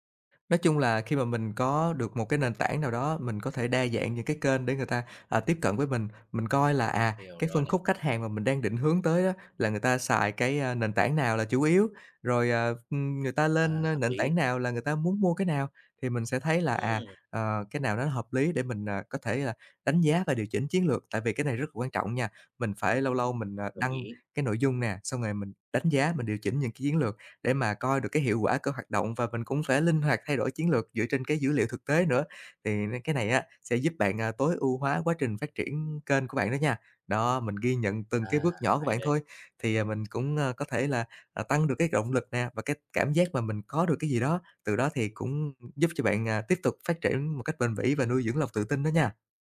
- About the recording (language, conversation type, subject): Vietnamese, advice, Làm thế nào để ngừng so sánh bản thân với người khác để không mất tự tin khi sáng tạo?
- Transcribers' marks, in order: other background noise; tapping